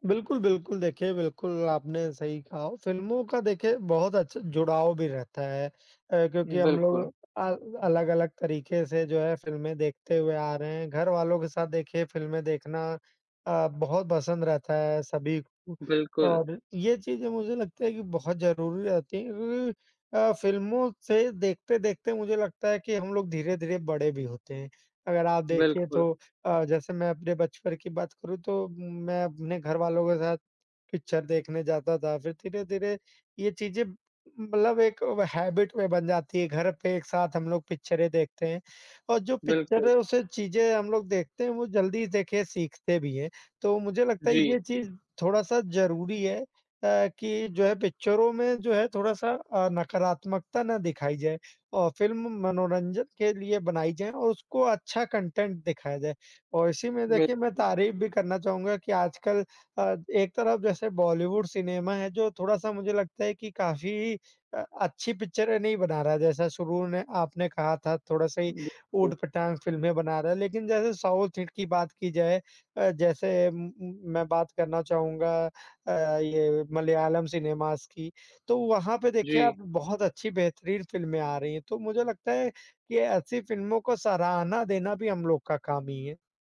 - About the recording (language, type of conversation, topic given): Hindi, unstructured, क्या फिल्मों में मनोरंजन और संदेश, दोनों का होना जरूरी है?
- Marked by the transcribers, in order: other noise; tapping; in English: "हैबिट"; other background noise; in English: "कंटेन्ट"; unintelligible speech; in English: "साउथ हिट"; in English: "सिनेमाज़"